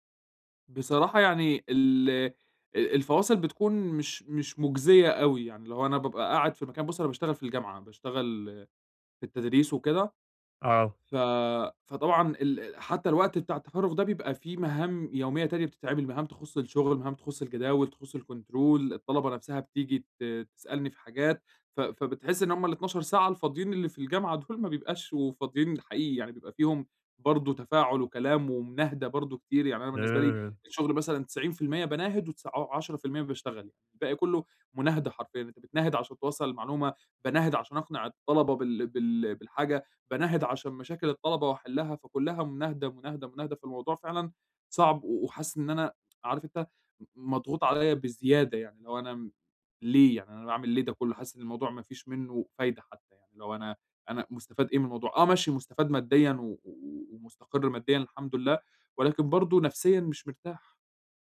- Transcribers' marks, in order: in English: "الكنترول"; unintelligible speech; tapping
- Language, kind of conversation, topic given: Arabic, advice, إزاي أحط حدود للشغل عشان أبطل أحس بالإرهاق وأستعيد طاقتي وتوازني؟